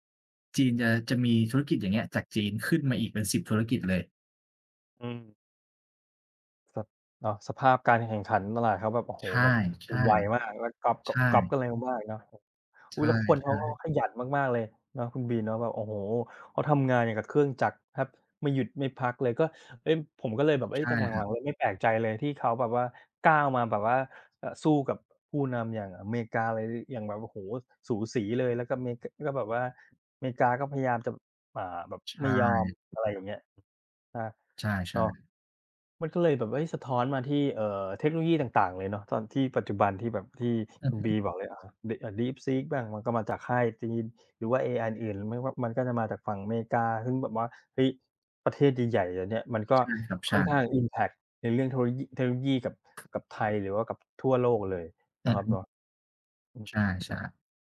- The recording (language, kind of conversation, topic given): Thai, unstructured, เทคโนโลยีเปลี่ยนแปลงชีวิตประจำวันของคุณอย่างไรบ้าง?
- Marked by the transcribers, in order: other background noise; "อเมริกา" said as "อะเมกา"; tapping; "อเมริกา" said as "อะเมกา"; in English: "อิมแพกต์"